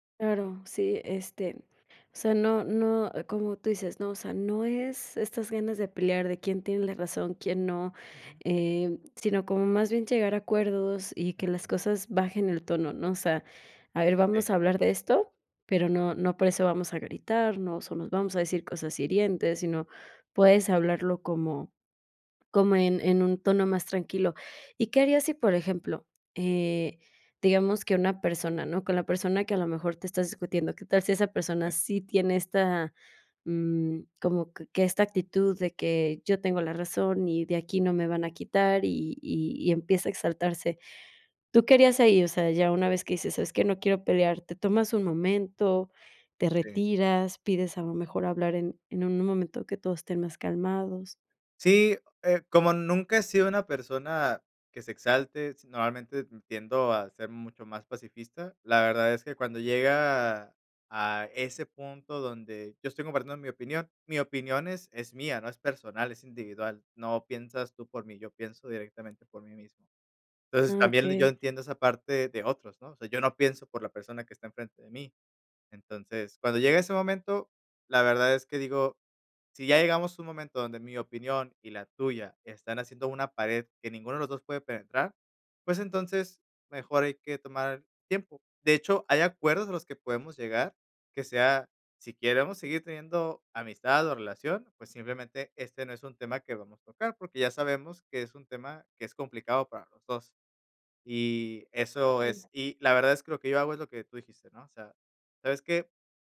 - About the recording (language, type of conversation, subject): Spanish, podcast, ¿Cómo manejas las discusiones sin dañar la relación?
- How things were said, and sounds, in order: tapping; other background noise; "queremos" said as "quieremos"; unintelligible speech